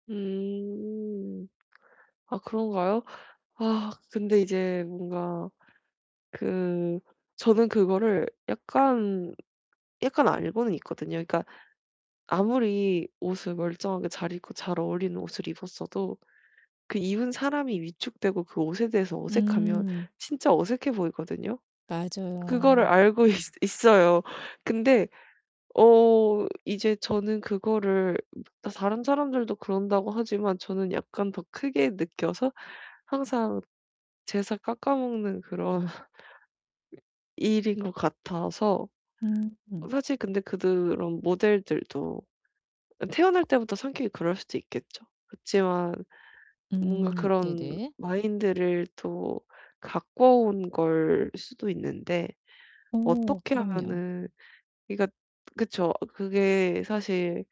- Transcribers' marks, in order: distorted speech; tapping; laugh
- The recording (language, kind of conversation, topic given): Korean, advice, 패션에서 자신감을 키우려면 어떻게 해야 하나요?